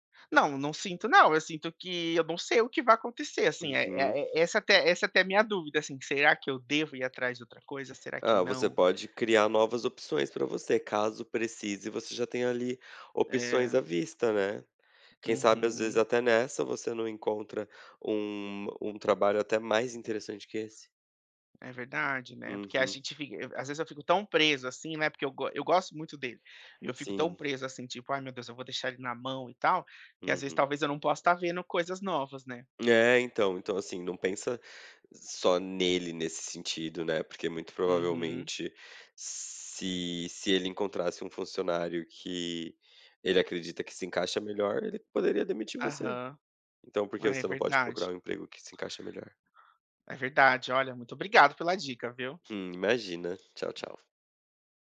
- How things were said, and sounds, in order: tapping; other background noise
- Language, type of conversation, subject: Portuguese, advice, Como posso lidar com a perda inesperada do emprego e replanejar minha vida?